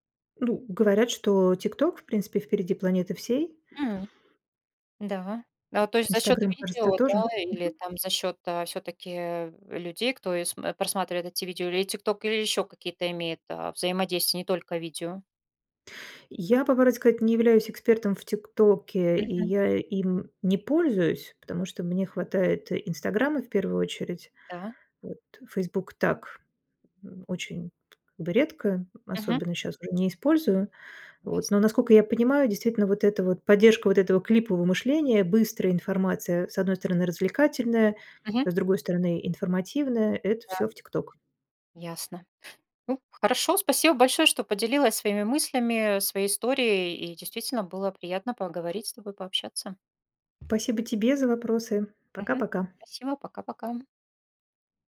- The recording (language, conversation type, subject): Russian, podcast, Как соцсети меняют то, что мы смотрим и слушаем?
- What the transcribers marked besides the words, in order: other noise